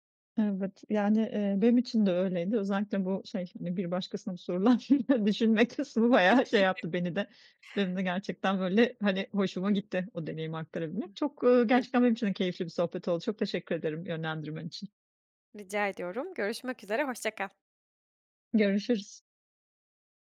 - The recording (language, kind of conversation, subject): Turkish, podcast, Hatalardan ders çıkarmak için hangi soruları sorarsın?
- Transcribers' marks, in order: laughing while speaking: "sorulan düşünme kısmı bayağı"; chuckle; other background noise; unintelligible speech